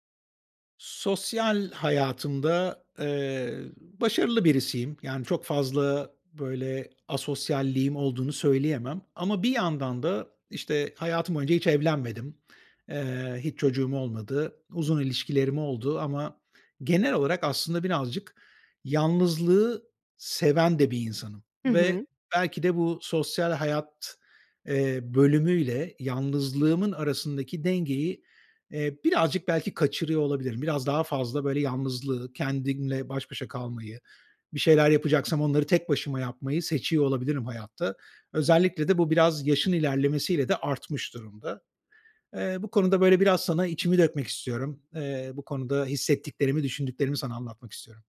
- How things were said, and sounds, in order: other background noise
- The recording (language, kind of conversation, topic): Turkish, advice, Sosyal hayat ile yalnızlık arasında denge kurmakta neden zorlanıyorum?